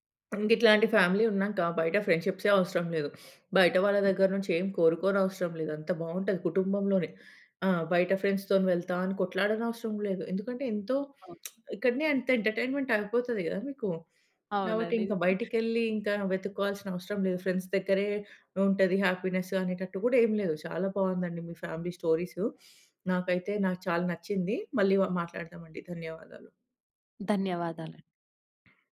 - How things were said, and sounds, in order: in English: "ఫ్యామిలీ"; in English: "ఫ్రెండ్స్‌తో"; lip smack; in English: "ఎంటర్టైన్మెంట్"; other background noise; in English: "ఫ్రెండ్స్"; in English: "హ్యాపీనెస్"; in English: "ఫ్యామిలీ"
- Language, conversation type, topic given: Telugu, podcast, గొడవలో హాస్యాన్ని ఉపయోగించడం ఎంతవరకు సహాయపడుతుంది?